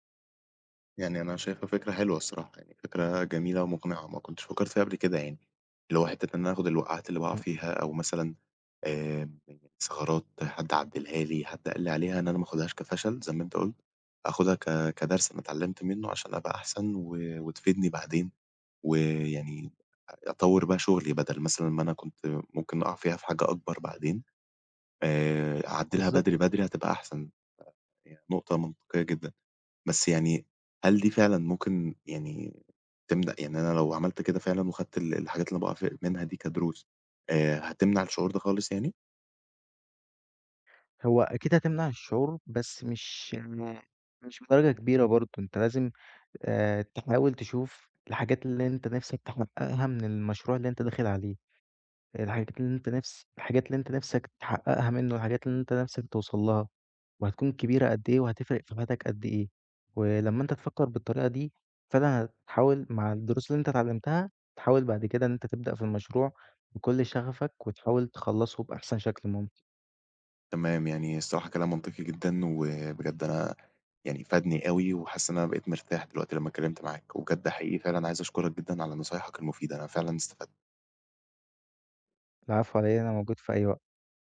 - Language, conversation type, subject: Arabic, advice, إزاي الخوف من الفشل بيمنعك تبدأ تحقق أهدافك؟
- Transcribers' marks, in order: none